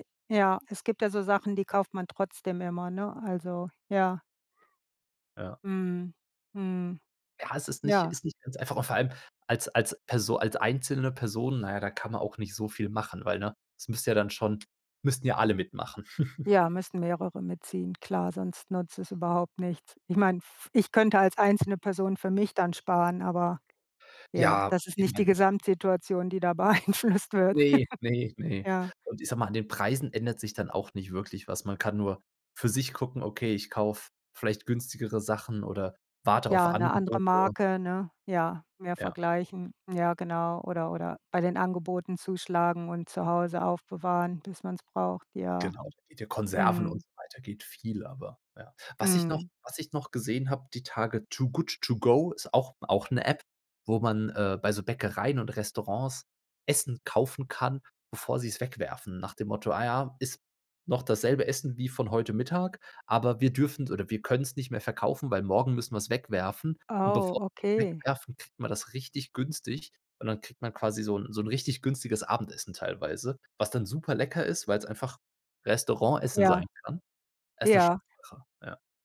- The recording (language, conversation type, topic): German, unstructured, Was denkst du über die steigenden Preise im Alltag?
- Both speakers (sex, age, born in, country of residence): female, 55-59, Germany, United States; male, 30-34, Germany, Germany
- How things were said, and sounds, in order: laugh; laughing while speaking: "beeinflusst"; laugh